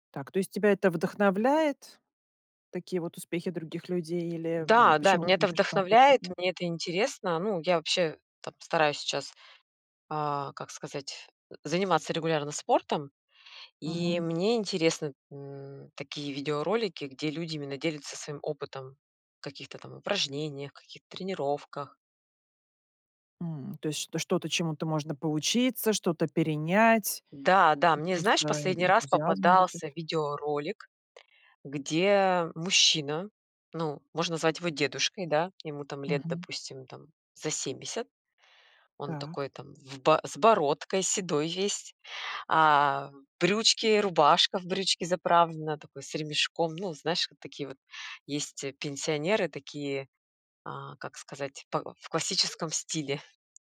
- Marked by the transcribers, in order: unintelligible speech; unintelligible speech; "семьдесят" said as "семисят"; tapping
- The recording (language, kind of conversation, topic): Russian, podcast, Что вы думаете о соцсетях и их влиянии на жизнь?